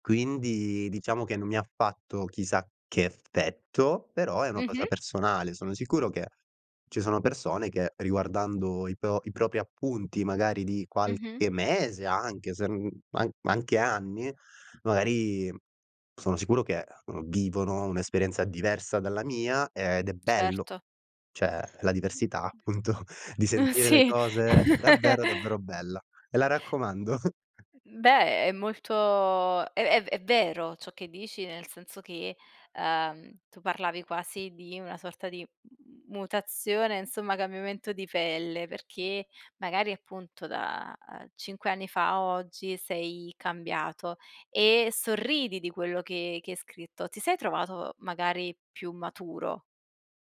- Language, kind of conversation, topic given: Italian, podcast, Quali abitudini quotidiane scegli per migliorarti?
- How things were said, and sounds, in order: "magari" said as "maari"; "Cioè" said as "ceh"; other background noise; laughing while speaking: "appunto"; chuckle; chuckle